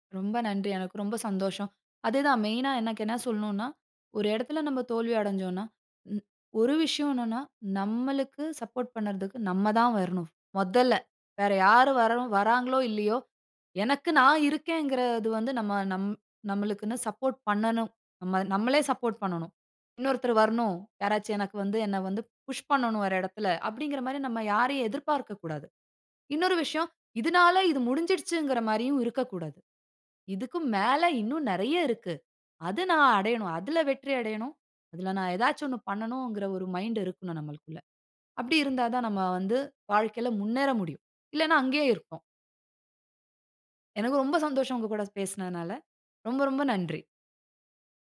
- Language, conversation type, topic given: Tamil, podcast, ஒரு மிகப் பெரிய தோல்வியிலிருந்து நீங்கள் கற்றுக்கொண்ட மிக முக்கியமான பாடம் என்ன?
- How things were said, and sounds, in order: other background noise; joyful: "எனக்கு ரொம்ப சந்தோஷம் உங்க கூட பேசினதுனால"